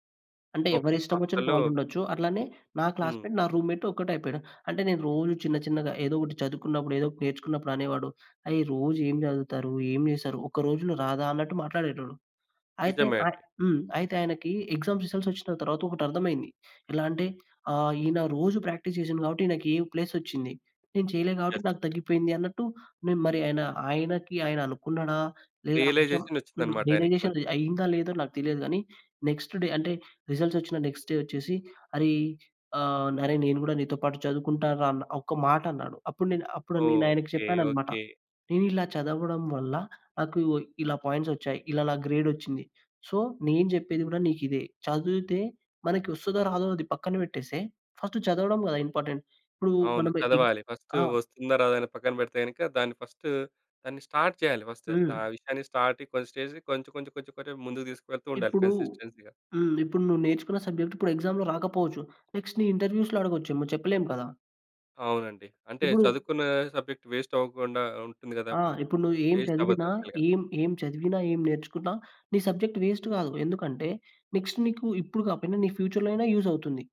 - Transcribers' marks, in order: in English: "క్లాస్‌మేట్"; in English: "రూమ్‌మేట్"; in English: "ఎగ్జామ్స్ రిజల్ట్స్"; in English: "ప్రాక్టీస్"; in English: "ఏ"; in English: "రియలైజేషన్"; in English: "రియలైజేషన్"; in English: "నెక్స్ట్ డే"; in English: "రిజల్ట్స్"; in English: "నెక్స్ట్ డే"; in English: "పాయింట్స్"; in English: "సో"; in English: "ఫస్ట్"; in English: "ఇంపార్టెంట్"; in English: "ఫస్ట్"; in English: "ఫస్ట్"; in English: "స్టార్ట్"; in English: "ఫస్ట్"; in English: "స్టార్ట్"; in English: "స్టేజ్"; in English: "కన్సిస్టెన్సీ‌గా"; in English: "సబ్జెక్ట్"; in English: "ఎక్సామ్‌లో"; in English: "నెక్స్ట్"; in English: "ఇంటర్‌వ్యూస్‌లో"; in English: "సబ్జెక్ట్ వేస్ట్"; tapping; in English: "వేస్ట్"; in English: "యాక్చువల్‌గా"; in English: "సబ్జెక్ట్ వేస్ట్"; in English: "నెక్స్ట్"; in English: "ఫ్యూచర్‌లో"; in English: "యూజ్"
- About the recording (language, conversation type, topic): Telugu, podcast, ప్రతి రోజు చిన్న విజయాన్ని సాధించడానికి మీరు అనుసరించే పద్ధతి ఏమిటి?